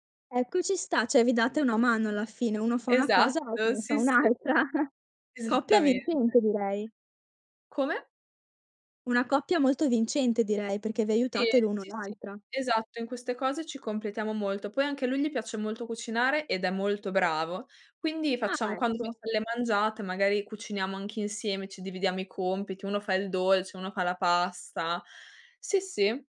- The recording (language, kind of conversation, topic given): Italian, podcast, Come trovi l'equilibrio tra lavoro e vita privata oggi?
- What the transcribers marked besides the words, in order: "cioè" said as "ceh"; laughing while speaking: "Esattamen"; chuckle